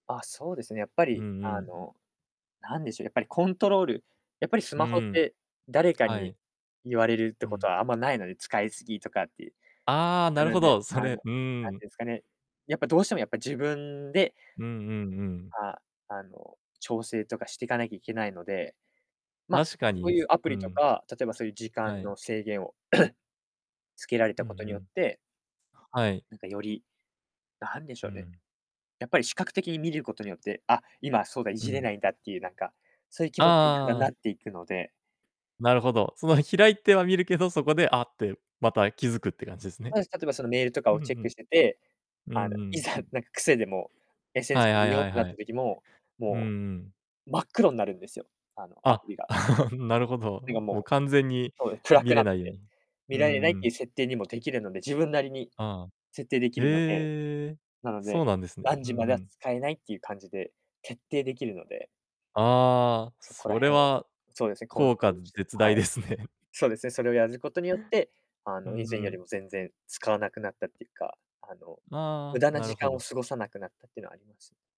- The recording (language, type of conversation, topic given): Japanese, podcast, スマホの使いすぎを、どうやってコントロールしていますか？
- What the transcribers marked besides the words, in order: throat clearing; chuckle; chuckle